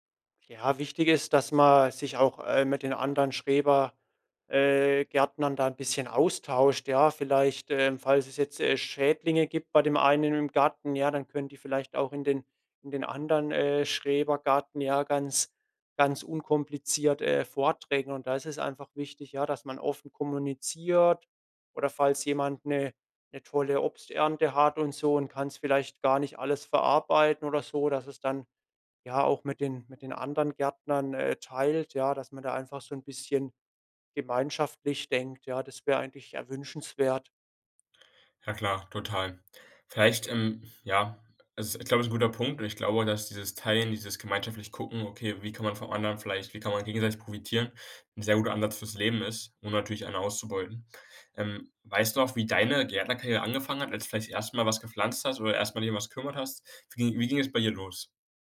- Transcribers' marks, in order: unintelligible speech; other background noise
- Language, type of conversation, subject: German, podcast, Was kann uns ein Garten über Verantwortung beibringen?